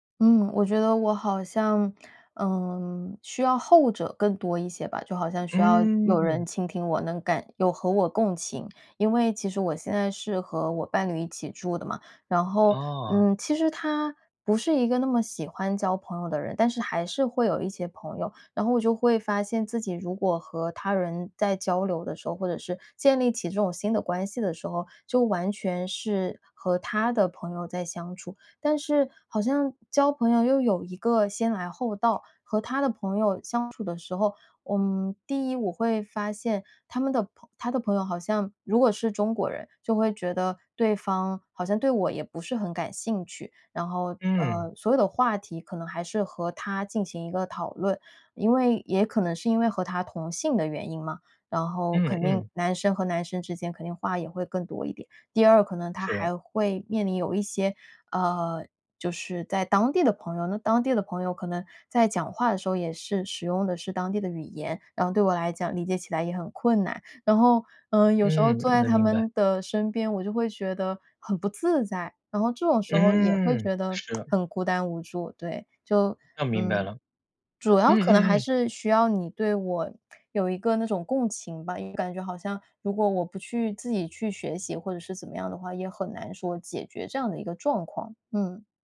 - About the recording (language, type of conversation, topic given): Chinese, advice, 搬到新城市后我感到孤单无助，该怎么办？
- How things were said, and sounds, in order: tsk; other background noise